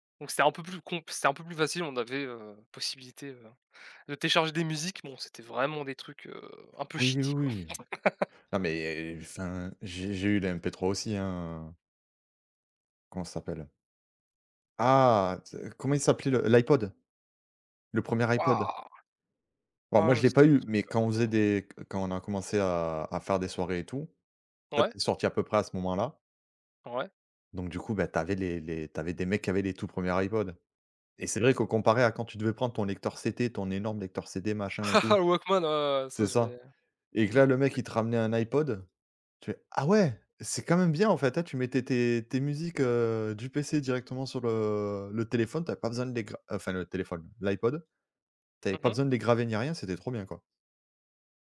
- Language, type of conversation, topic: French, unstructured, Comment la musique influence-t-elle ton humeur au quotidien ?
- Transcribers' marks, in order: stressed: "vraiment"; in English: "shitty"; laugh; gasp; "CT" said as "CD"; chuckle; gasp; unintelligible speech